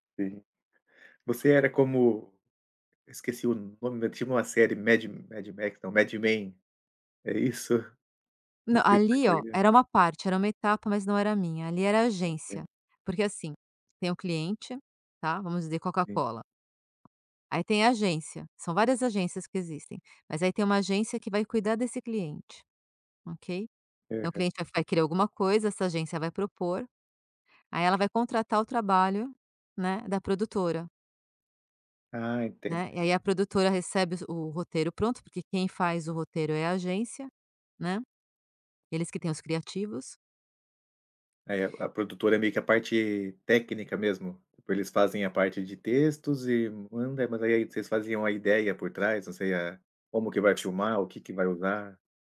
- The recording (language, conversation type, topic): Portuguese, podcast, Como você se preparou para uma mudança de carreira?
- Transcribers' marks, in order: tapping